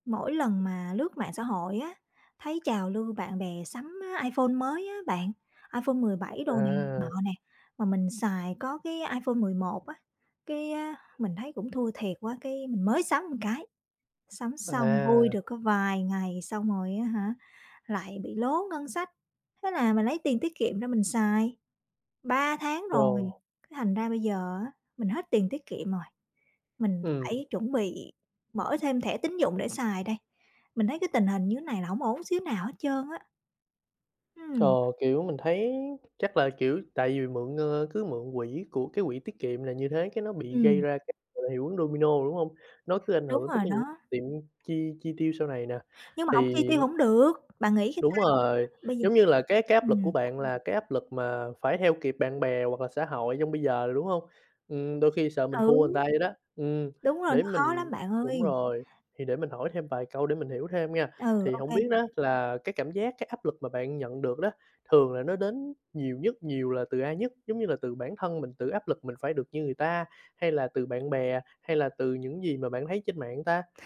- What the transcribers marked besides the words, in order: "một" said as "ừn"; tapping; background speech; "người" said as "ừn"
- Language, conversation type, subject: Vietnamese, advice, Bạn có đang cảm thấy áp lực phải chi tiêu vì bạn bè và những gì bạn thấy trên mạng xã hội không?